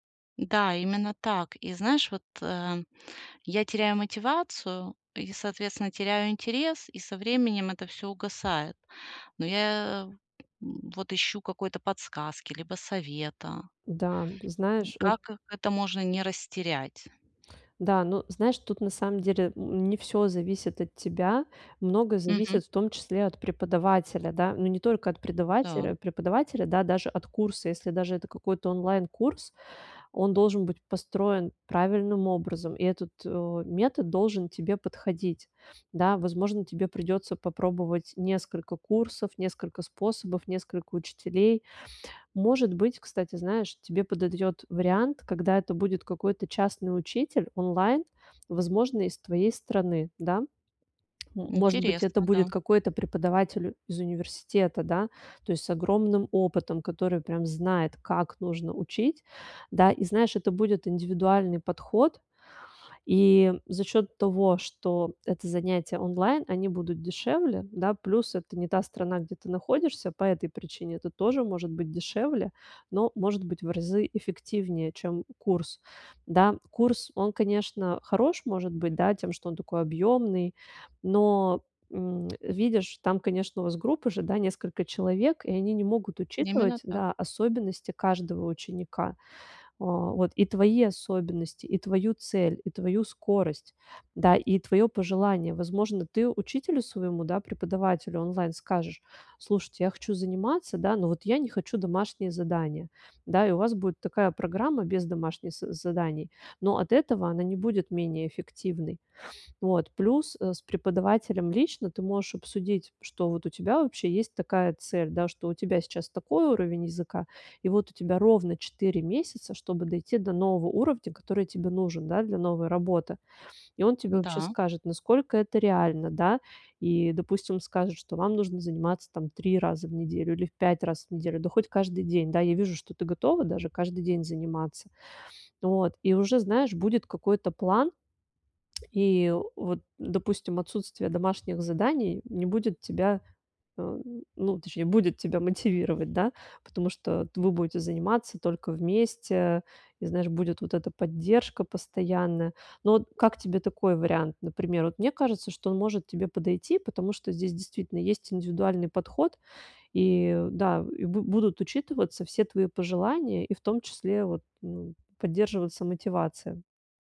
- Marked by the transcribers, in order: tapping; other background noise
- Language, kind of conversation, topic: Russian, advice, Как поддерживать мотивацию в условиях неопределённости, когда планы часто меняются и будущее неизвестно?